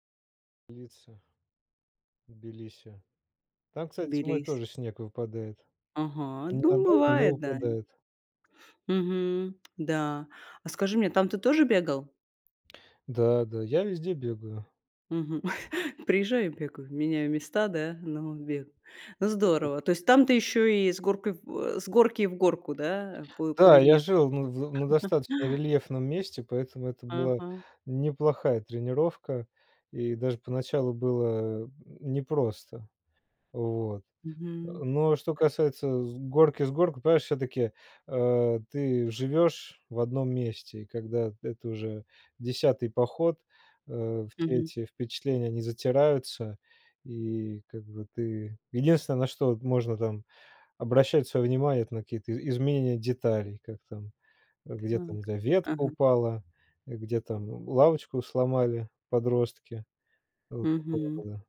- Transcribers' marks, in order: tapping; chuckle; other noise; chuckle; other background noise
- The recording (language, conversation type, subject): Russian, podcast, Как ты отмечаешь смену сезонов с помощью небольших традиций?